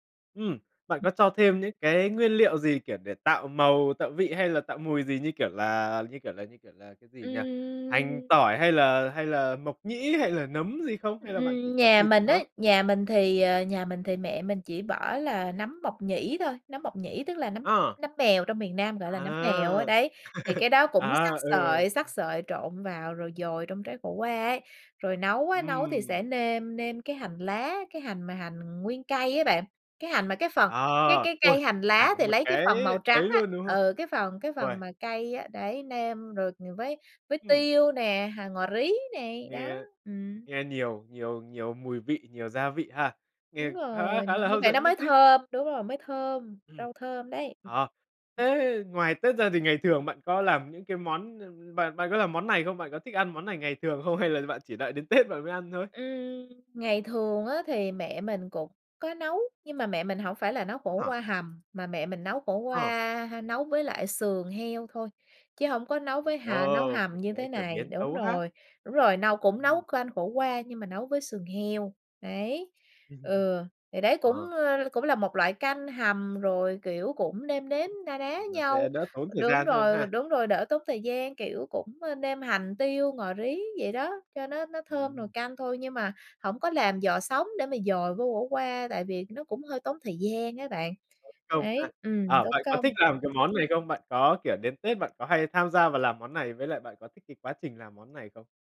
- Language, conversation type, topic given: Vietnamese, podcast, Những món ăn truyền thống nào không thể thiếu ở nhà bạn?
- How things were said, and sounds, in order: tapping; laugh; laughing while speaking: "hay là"